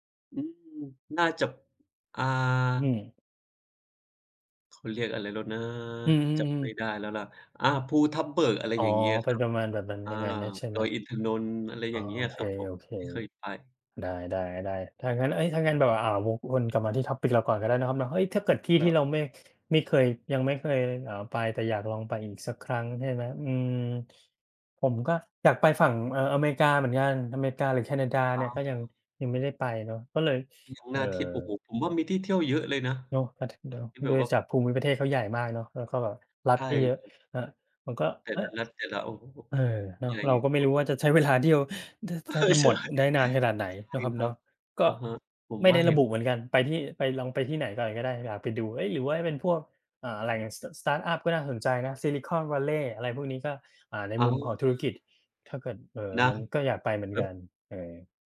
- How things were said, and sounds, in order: in English: "topic"; laughing while speaking: "เออ ใช่"
- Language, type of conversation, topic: Thai, unstructured, มีสถานที่ไหนที่คุณยังไม่เคยไป แต่แค่อยากไปดูสักครั้งไหม?